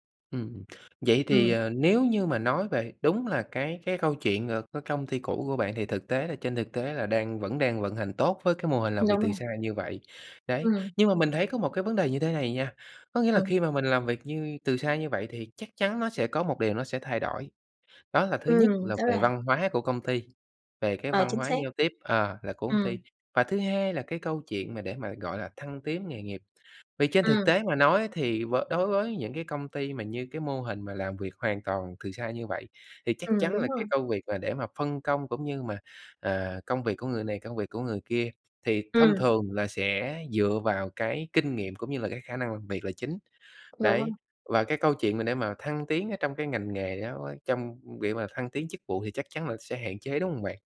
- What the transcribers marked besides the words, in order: tapping
- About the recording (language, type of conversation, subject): Vietnamese, podcast, Bạn nghĩ gì về làm việc từ xa so với làm việc tại văn phòng?